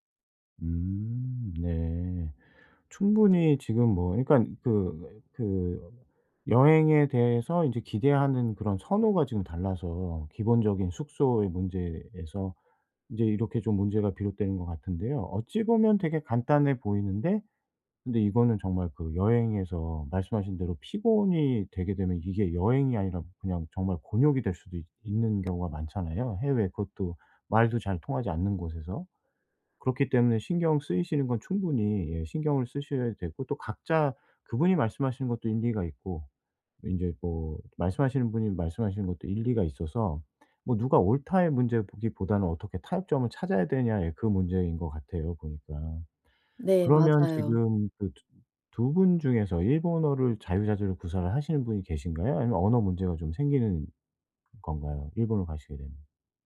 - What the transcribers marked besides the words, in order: other background noise
- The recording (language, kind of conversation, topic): Korean, advice, 여행 예산을 정하고 예상 비용을 지키는 방법